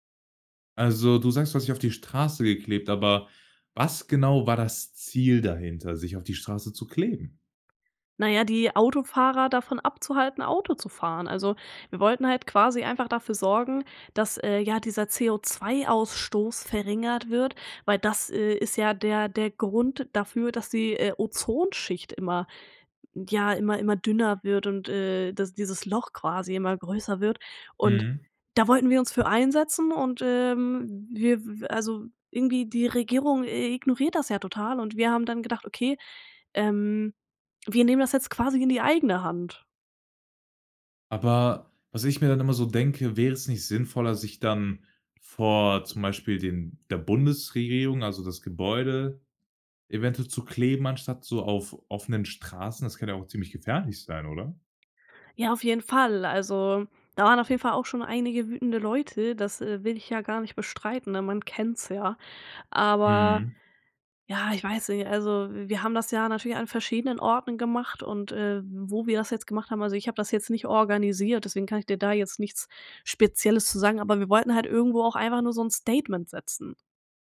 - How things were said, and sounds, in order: other background noise; stressed: "Statement"
- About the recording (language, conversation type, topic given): German, podcast, Erzähl mal, was hat dir die Natur über Geduld beigebracht?